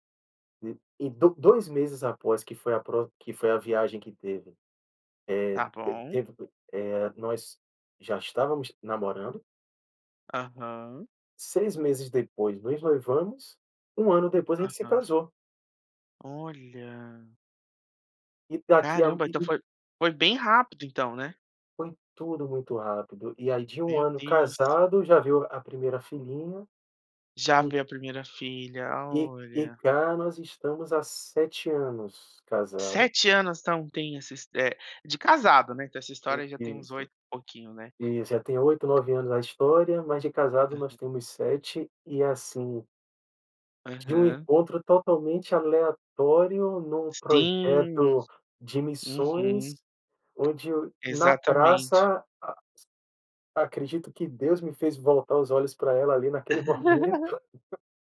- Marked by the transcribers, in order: laugh
- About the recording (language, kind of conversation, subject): Portuguese, podcast, Você teve algum encontro por acaso que acabou se tornando algo importante?